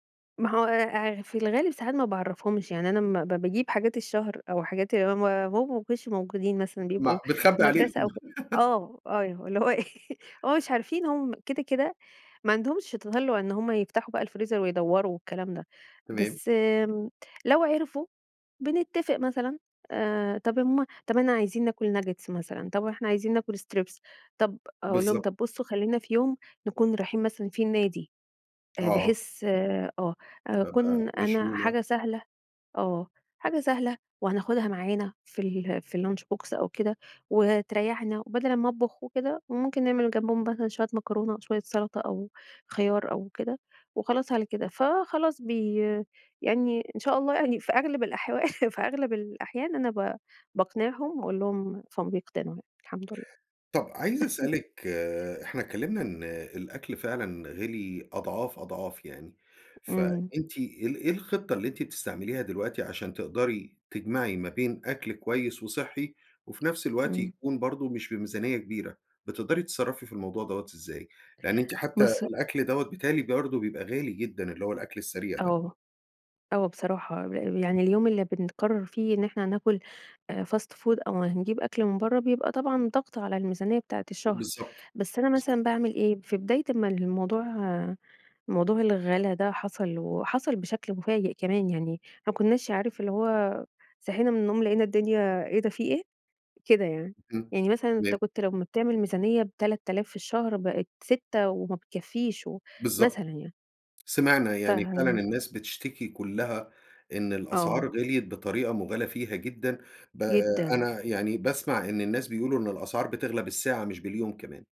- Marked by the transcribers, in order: laugh; laugh; tapping; in English: "ناجيتس"; in English: "strips"; in English: "الlunch box"; chuckle; chuckle; in English: "fast food"; other background noise
- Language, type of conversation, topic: Arabic, podcast, إزاي تخطط لوجبات الأسبوع بطريقة سهلة؟